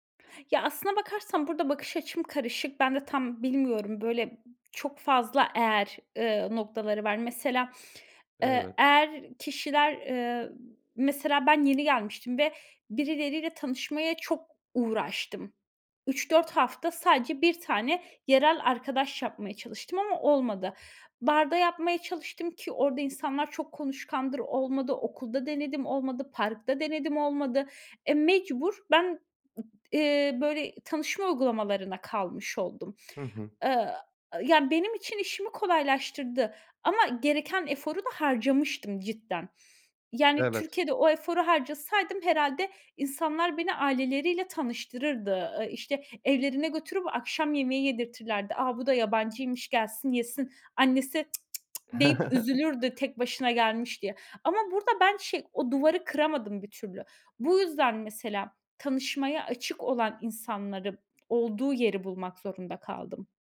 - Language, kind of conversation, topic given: Turkish, podcast, Online arkadaşlıklar gerçek bir bağa nasıl dönüşebilir?
- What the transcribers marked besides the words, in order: other background noise; other noise; giggle